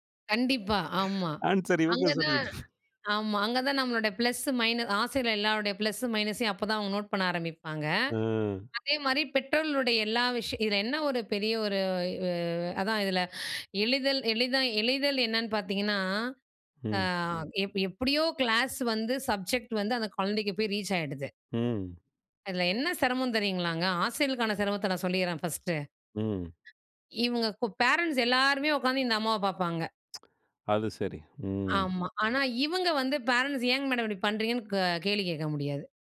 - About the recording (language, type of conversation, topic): Tamil, podcast, தொழில்நுட்பம் கற்றலை எளிதாக்கினதா அல்லது சிரமப்படுத்தினதா?
- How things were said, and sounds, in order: laughing while speaking: "ஆன்ஸ்வர் இவங்க சொல்லிட்டு"; other noise; tsk